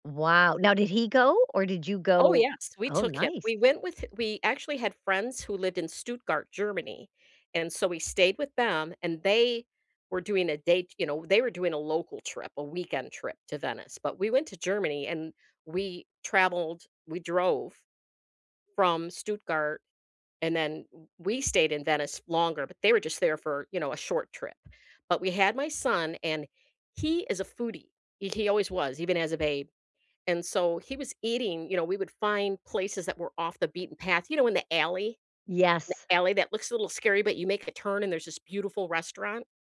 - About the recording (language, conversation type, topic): English, unstructured, What foods from your culture bring you comfort?
- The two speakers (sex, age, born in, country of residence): female, 55-59, United States, United States; female, 60-64, United States, United States
- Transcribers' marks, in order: none